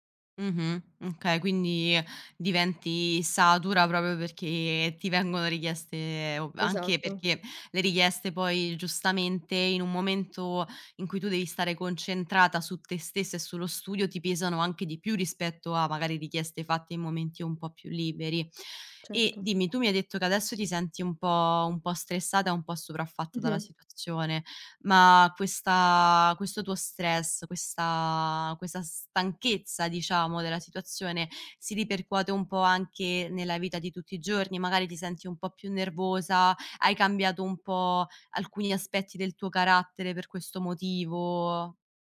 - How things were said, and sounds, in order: "proprio" said as "propio"; other background noise; drawn out: "motivo?"
- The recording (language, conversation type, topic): Italian, advice, Come posso stabilire dei limiti e imparare a dire di no per evitare il burnout?